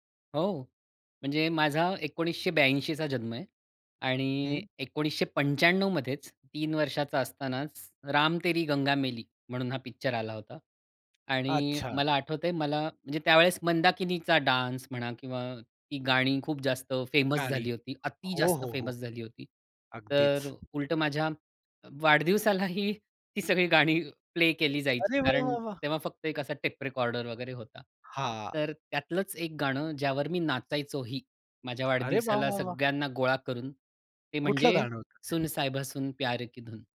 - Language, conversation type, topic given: Marathi, podcast, तुझ्या आयुष्यातल्या प्रत्येक दशकाचं प्रतिनिधित्व करणारे एक-एक गाणं निवडायचं झालं, तर तू कोणती गाणी निवडशील?
- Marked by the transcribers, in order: tapping; in English: "डान्स"; in English: "फेमस"; in English: "फेमस"; other background noise; laughing while speaking: "वाढदिवसालाही ती सगळी गाणी"; in Hindi: "सुन साहिबा सुन प्यार की धुन"